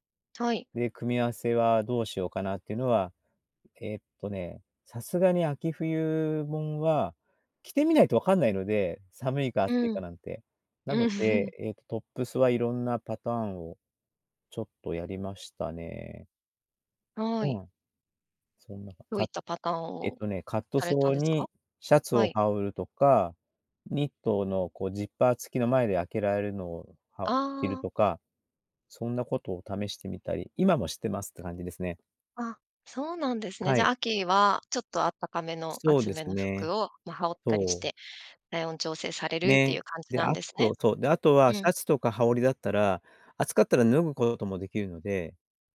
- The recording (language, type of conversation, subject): Japanese, podcast, 今の服の好みはどうやって決まった？
- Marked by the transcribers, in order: other background noise; in English: "ジッパー"